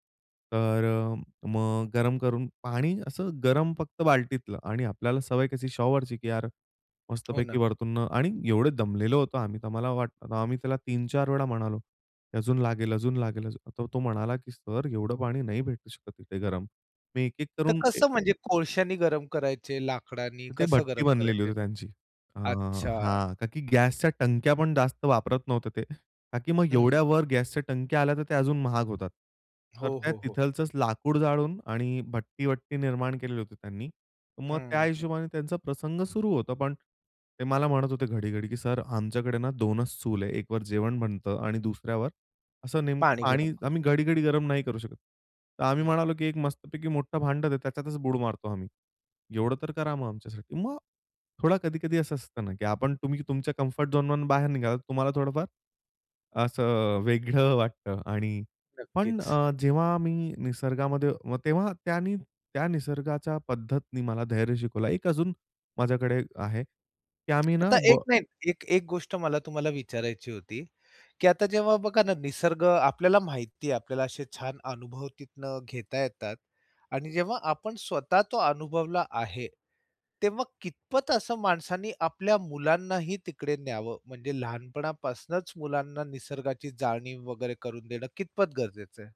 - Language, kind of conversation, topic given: Marathi, podcast, निसर्गाने वेळ आणि धैर्य यांचे महत्त्व कसे दाखवले, उदाहरण द्याल का?
- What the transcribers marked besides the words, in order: tapping; in English: "कम्फर्ट झोन"